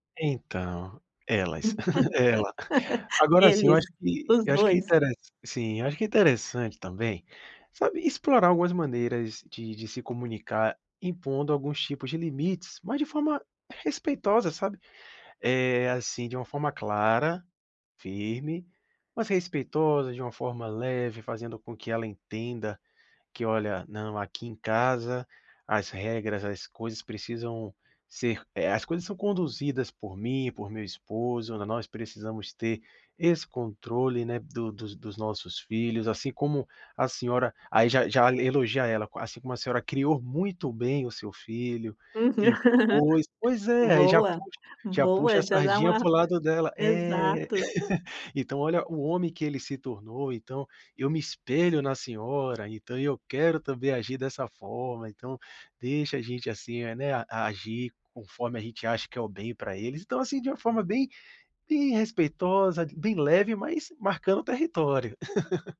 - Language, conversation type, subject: Portuguese, advice, Como posso estabelecer limites em casa com os meus sogros sem criar mais conflitos?
- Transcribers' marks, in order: giggle; tapping; laugh; chuckle; laugh; laugh; laugh